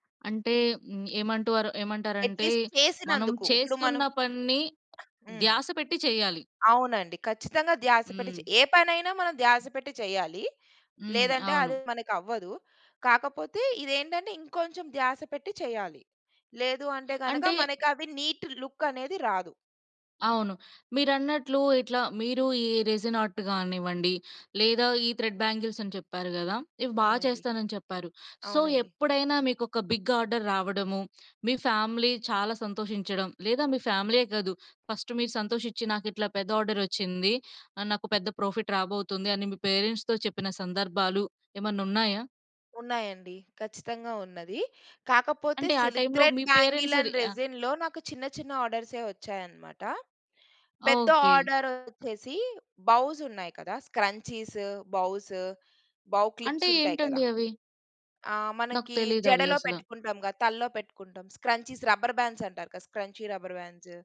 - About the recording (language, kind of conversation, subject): Telugu, podcast, మీ పనిని మీ కుటుంబం ఎలా స్వీకరించింది?
- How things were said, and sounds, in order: in English: "అట్‌లీస్ట్"; other background noise; in English: "నీట్ లుక్"; in English: "రెసిన్ ఆర్ట్"; in English: "థ్రెడ్ బ్యాంగిల్స్"; in English: "సో"; in English: "బిగ్ ఆర్డర్"; in English: "ఫ్యామిలీ"; in English: "ఫ్యామిలీయే"; in English: "ఫస్ట్"; in English: "ఆర్డర్"; in English: "ప్రాఫిట్"; in English: "పేరెంట్స్‌తో"; in English: "సిల్క్ థ్రెడ్ బ్యాంగిల్ అండ్ రెసిన్‌లో"; in English: "పేరెంట్స్"; in English: "ఆర్డర్"; in English: "బౌస్"; in English: "బౌ క్లిప్స్"; in English: "స్క్రంచీస్ రబ్బర్ బాండ్స్"; in English: "స్క్రంచీ రబ్బర్"